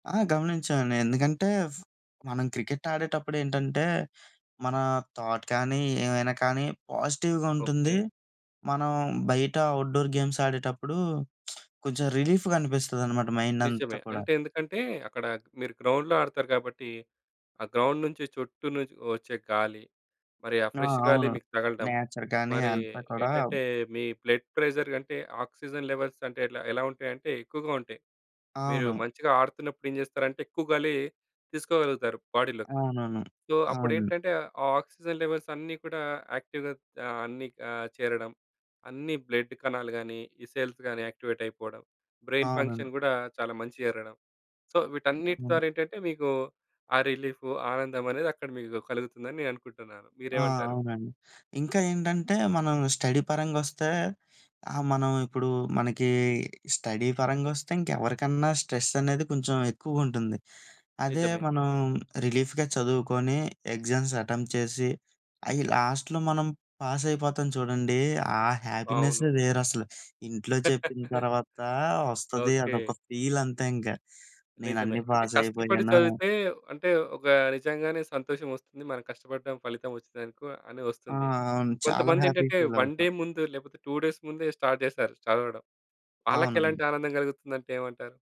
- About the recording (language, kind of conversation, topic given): Telugu, podcast, మీ పని చేస్తున్నప్పుడు నిజంగా ఆనందంగా అనిపిస్తుందా?
- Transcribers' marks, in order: in English: "థాట్"; in English: "పాజిటివ్‌గ"; in English: "అవుట్‌డోర్ గేమ్స్"; lip smack; in English: "రిలీఫ్‌గా"; in English: "గ్రౌండ్‌లో"; in English: "గ్రౌండ్"; in English: "ఫ్రెష్"; in English: "నేచర్"; in English: "బ్లడ్ ప్రెషర్"; in English: "ఆక్సిజన్ లెవెల్స్"; in English: "బాడీలోకి. సో"; in English: "ఆక్సిజన్"; in English: "యాక్టివ్‌గా"; in English: "బ్లడ్"; in English: "సెల్స్"; in English: "బ్రెయిన్ ఫంక్షన్"; in English: "సో"; other noise; in English: "స్టడీ"; in English: "స్టడీ"; in English: "రిలీఫ్‌గా"; in English: "ఎగ్జామ్స్ అటెంప్ట్"; in English: "లాస్ట్‌లో"; laugh; in English: "హ్యాపీ‌గా"; in English: "వన్ డే"; in English: "టూ డేస్"; in English: "స్టార్ట్"